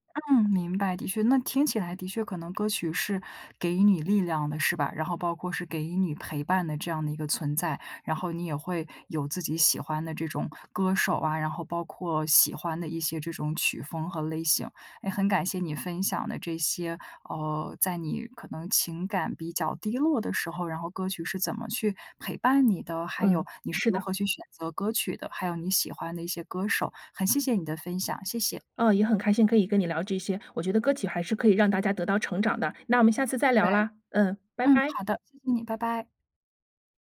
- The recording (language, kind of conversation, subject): Chinese, podcast, 失恋后你会把歌单彻底换掉吗？
- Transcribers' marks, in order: none